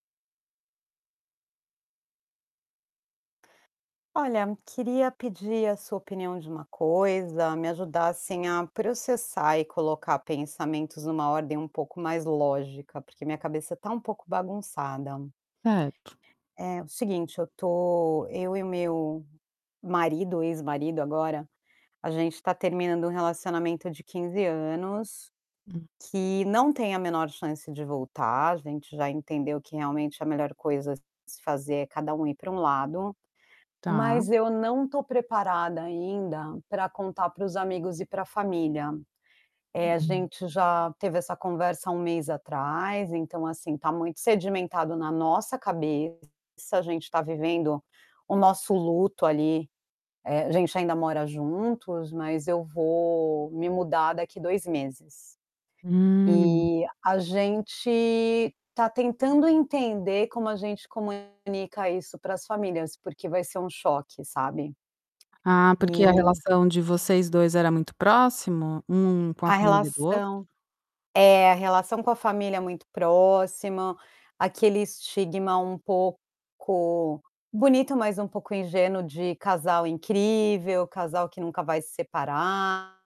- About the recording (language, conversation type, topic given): Portuguese, advice, Como posso comunicar o término do relacionamento de forma clara e respeitosa?
- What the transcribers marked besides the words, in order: other background noise; distorted speech; tapping